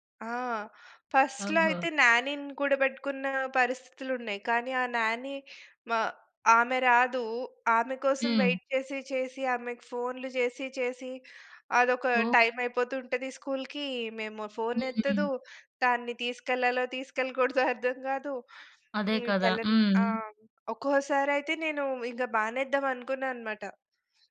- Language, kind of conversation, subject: Telugu, podcast, ఏ పరిస్థితిలో మీరు ఉద్యోగం వదిలేయాలని ఆలోచించారు?
- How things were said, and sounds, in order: in English: "ఫస్ట్‌లో"; in English: "న్యానీని"; in English: "వెయిట్"; other background noise; other noise